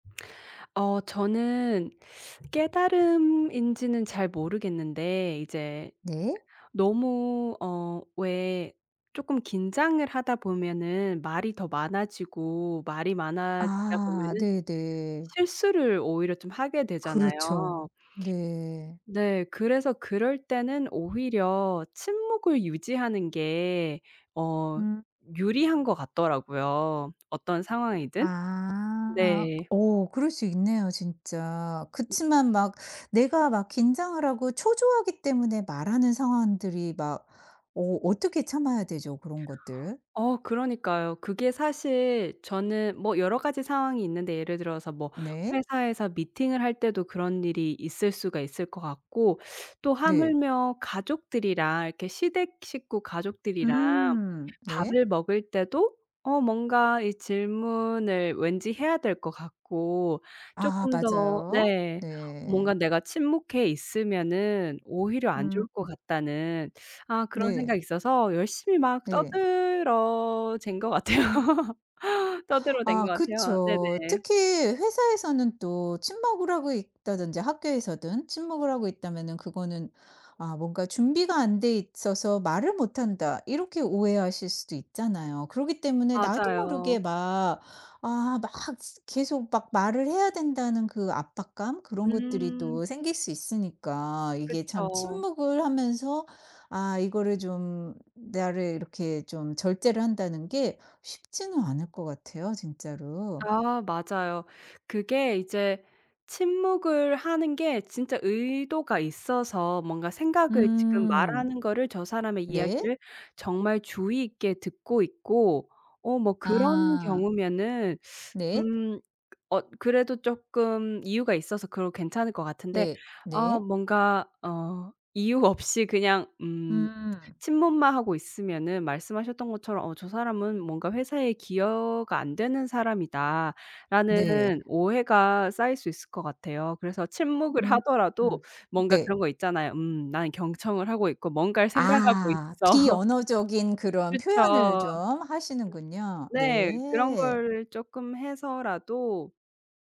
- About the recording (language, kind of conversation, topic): Korean, podcast, 침묵 속에서 얻은 깨달음이 있나요?
- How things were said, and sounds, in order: other background noise; other noise; laughing while speaking: "것 같아요"; background speech; laughing while speaking: "있어"